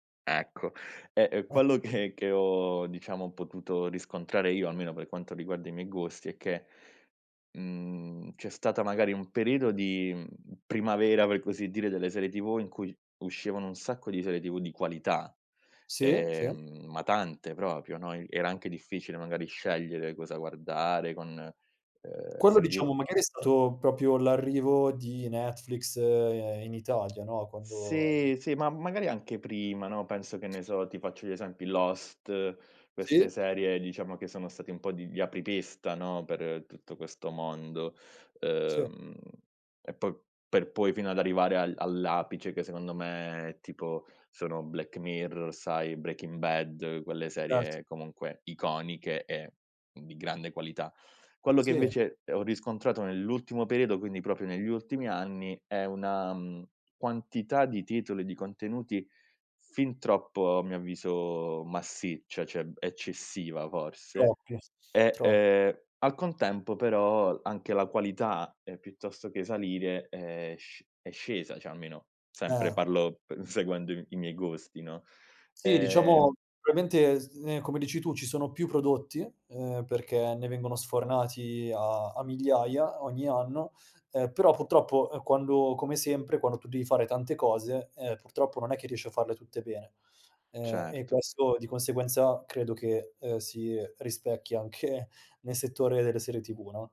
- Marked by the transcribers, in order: "proprio" said as "propio"; tapping; other background noise; unintelligible speech; "probabilmente" said as "proalmente"; "purtroppo" said as "puttroppo"; laughing while speaking: "anche"
- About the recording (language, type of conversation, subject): Italian, podcast, Che ruolo hanno le serie TV nella nostra cultura oggi?